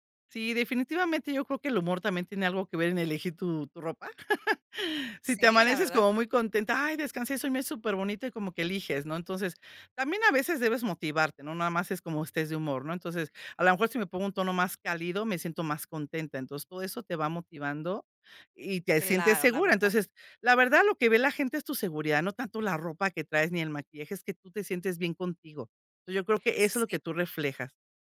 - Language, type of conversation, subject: Spanish, podcast, ¿Qué prendas te hacen sentir más seguro?
- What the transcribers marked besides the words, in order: chuckle